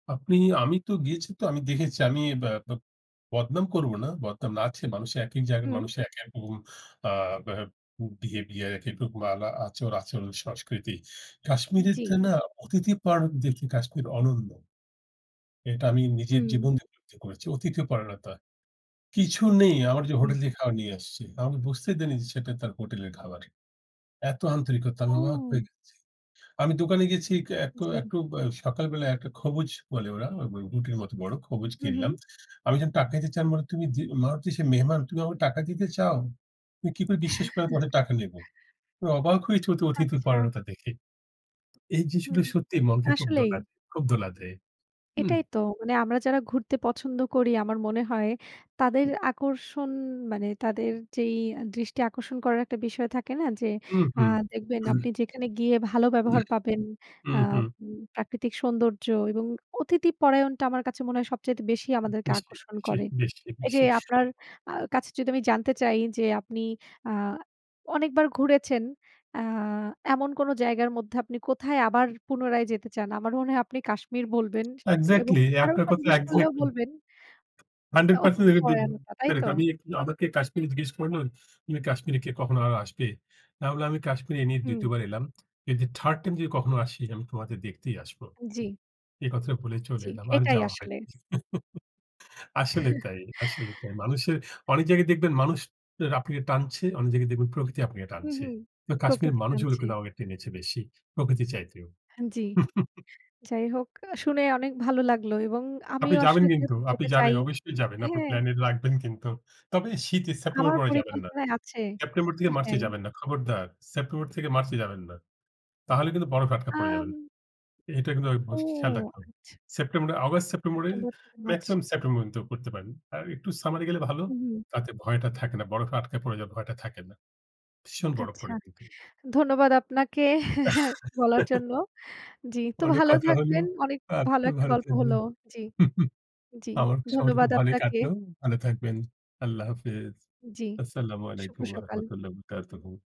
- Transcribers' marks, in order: in English: "বিহেভিয়ার"; unintelligible speech; chuckle; throat clearing; laughing while speaking: "বেশ দেখেছি, বেশ দেখেছি"; chuckle; chuckle; chuckle; chuckle; in Arabic: "আসসালামু আলাইকুম ওয়া রাহমাতুল্লাহ অবরাকাতুহু"
- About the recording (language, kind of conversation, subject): Bengali, unstructured, আপনার প্রিয় শখ কী এবং কেন?
- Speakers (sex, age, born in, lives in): female, 35-39, Bangladesh, Germany; male, 70-74, Bangladesh, Bangladesh